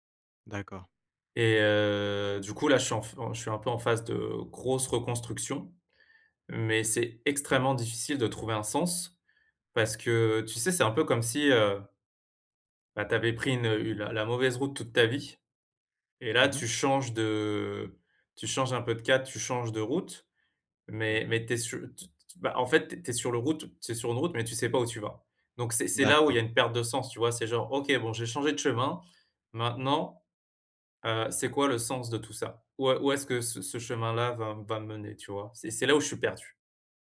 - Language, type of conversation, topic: French, advice, Comment puis-je trouver du sens après une perte liée à un changement ?
- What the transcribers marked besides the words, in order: stressed: "extrêmement"; other background noise